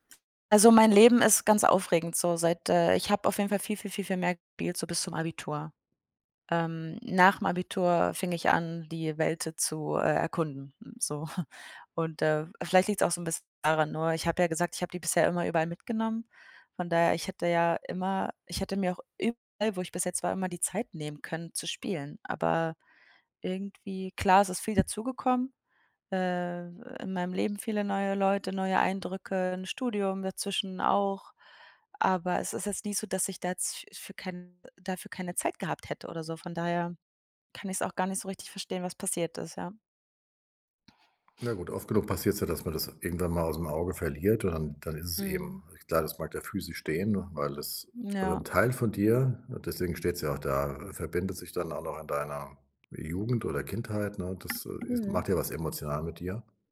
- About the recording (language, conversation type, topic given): German, advice, Wie kann ich motivierter bleiben und Dinge länger durchziehen?
- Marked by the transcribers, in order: chuckle; other background noise